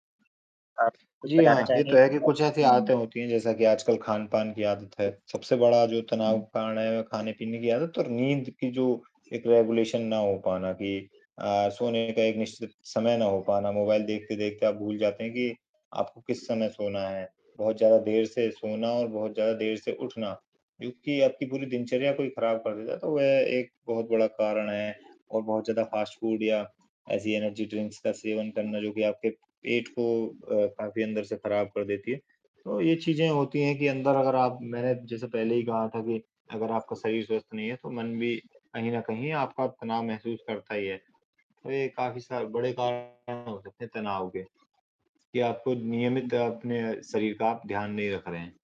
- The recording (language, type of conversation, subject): Hindi, unstructured, आप तनाव दूर करने के लिए कौन-सी गतिविधियाँ करते हैं?
- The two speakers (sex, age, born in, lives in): male, 20-24, India, India; male, 35-39, India, India
- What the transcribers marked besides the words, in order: static; distorted speech; in English: "रेगुलेशन"; in English: "फास्ट फ़ूड"; in English: "एनर्जी ड्रिंक्स"